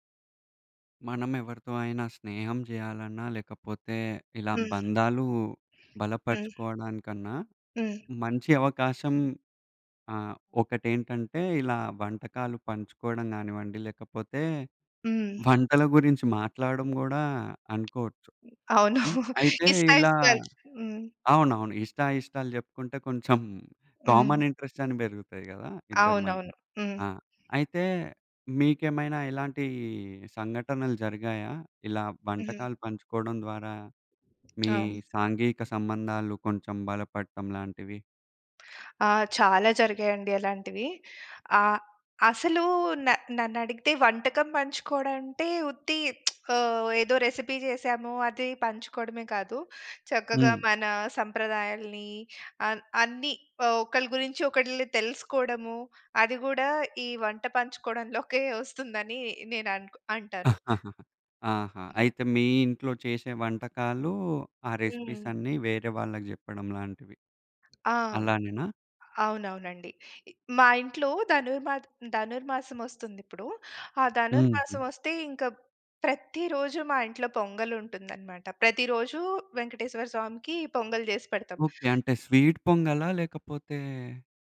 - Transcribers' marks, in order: tapping; chuckle; in English: "కామన్ ఇంట్రెస్టని"; lip smack; in English: "రెసిపీ"; giggle; other background noise; in English: "రెసిపీస్"; in English: "స్వీట్"
- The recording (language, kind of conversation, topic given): Telugu, podcast, వంటకాన్ని పంచుకోవడం మీ సామాజిక సంబంధాలను ఎలా బలోపేతం చేస్తుంది?